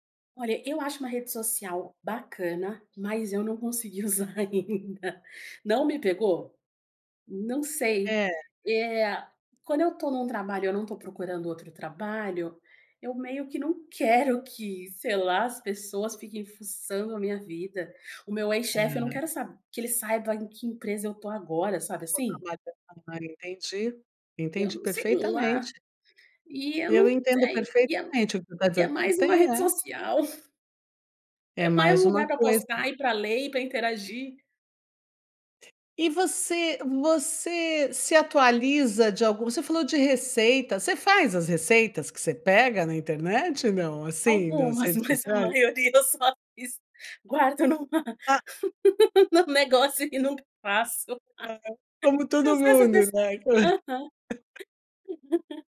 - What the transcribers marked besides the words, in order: unintelligible speech; laughing while speaking: "no negócio e não faço, eu sou essa pessoa. Aham"; chuckle
- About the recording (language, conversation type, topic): Portuguese, podcast, Como você equilibra a vida offline e o uso das redes sociais?